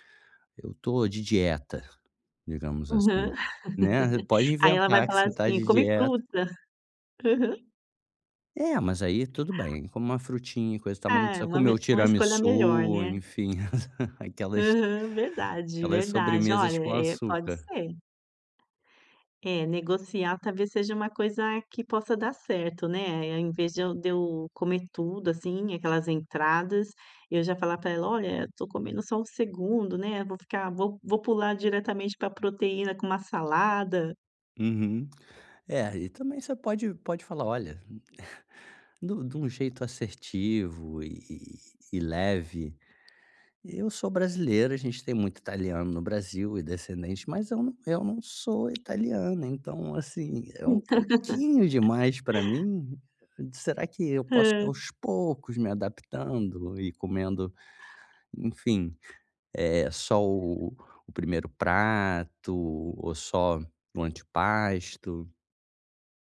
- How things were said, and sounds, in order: laugh; chuckle; laugh; tapping
- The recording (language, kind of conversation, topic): Portuguese, advice, Como posso lidar com a pressão social para comer mais durante refeições em grupo?